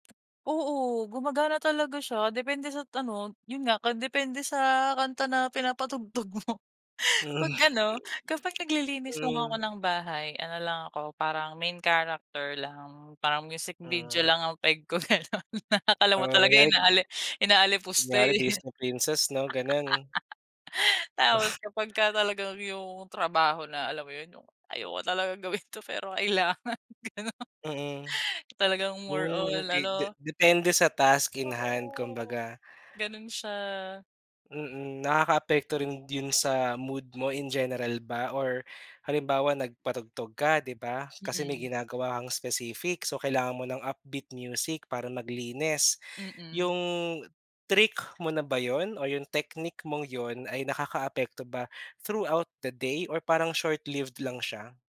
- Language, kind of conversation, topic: Filipino, podcast, Paano mo pinananatili ang motibasyon araw-araw kahit minsan tinatamad ka?
- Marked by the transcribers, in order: tapping; chuckle; laughing while speaking: "'Pag ano, kapag naglilinis lang ako"; laughing while speaking: "Hmm"; other background noise; laughing while speaking: "ganon, na akala mo talaga inaali inaalipusta, eh"; laugh; scoff; laughing while speaking: "gawin 'to pero kailangan. Ganun"; in English: "task in hand"; breath; "dun" said as "d-yun"; in English: "upbeat music"; gasp; in English: "through out the day"; in English: "short lived"